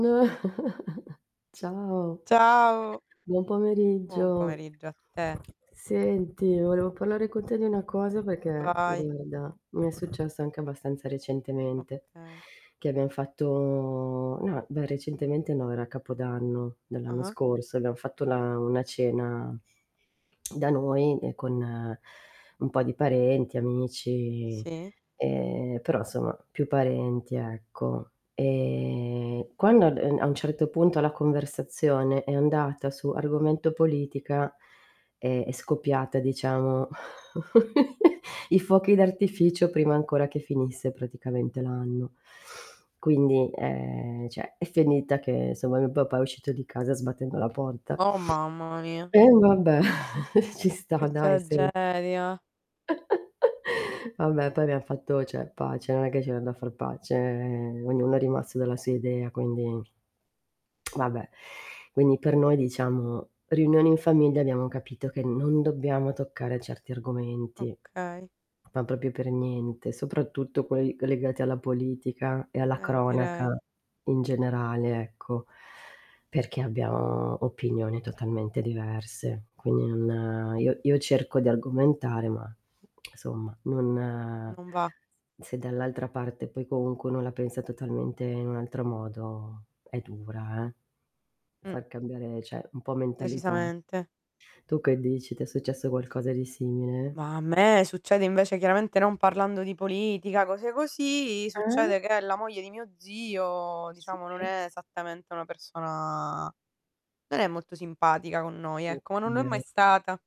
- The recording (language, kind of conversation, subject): Italian, unstructured, Che cosa ti fa arrabbiare durante le riunioni di famiglia?
- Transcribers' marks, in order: static; unintelligible speech; chuckle; other background noise; tapping; distorted speech; drawn out: "fatto"; drawn out: "Ehm"; chuckle; "cioè" said as "ceh"; chuckle; "cioè" said as "ceh"; tongue click; "proprio" said as "propio"; tongue click